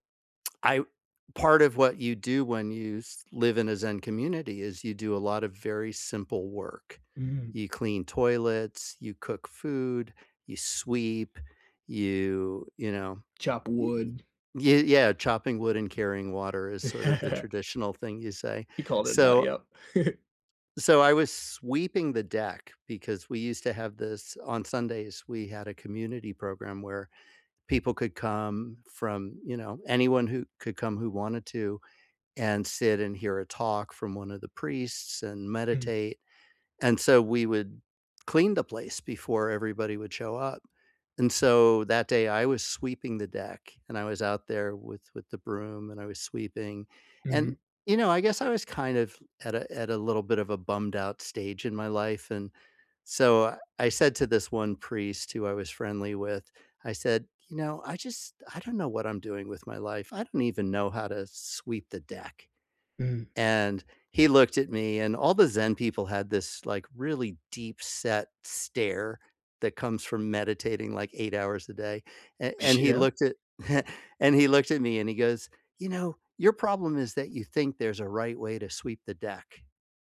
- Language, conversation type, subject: English, unstructured, Who is a teacher or mentor who has made a big impact on you?
- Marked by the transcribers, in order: laugh; laugh; chuckle; scoff